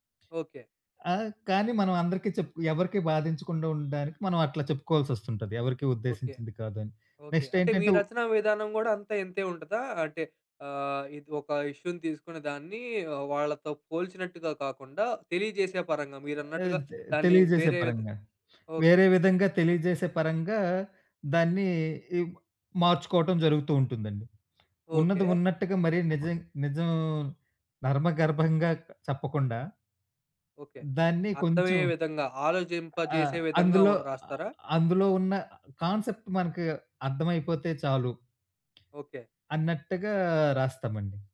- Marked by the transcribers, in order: in English: "ఇష్యూ‌ని"; other background noise; in English: "కాన్సెప్ట్"; tapping
- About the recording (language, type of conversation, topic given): Telugu, podcast, రచనపై నిర్మాణాత్మక విమర్శను మీరు ఎలా స్వీకరిస్తారు?